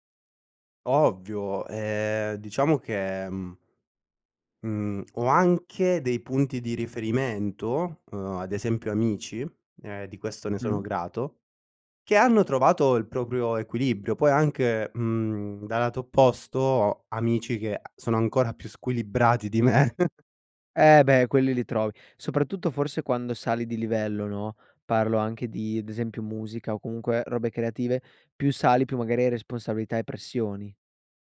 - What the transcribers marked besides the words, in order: laughing while speaking: "me"; chuckle
- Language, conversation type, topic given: Italian, podcast, Quando perdi la motivazione, cosa fai per ripartire?